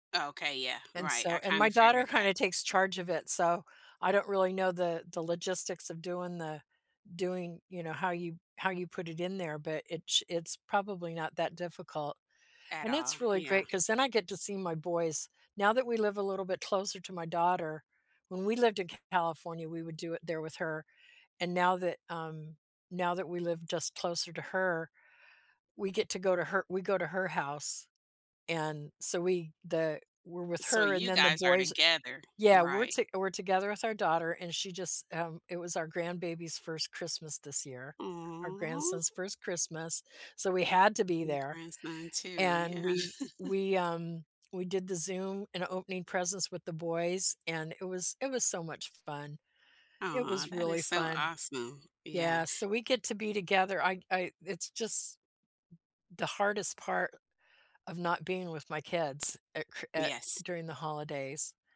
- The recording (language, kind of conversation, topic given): English, unstructured, What holiday traditions do you enjoy most?
- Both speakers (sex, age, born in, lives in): female, 50-54, United States, United States; female, 70-74, United States, United States
- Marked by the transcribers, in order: tapping; drawn out: "Aw"; chuckle; other background noise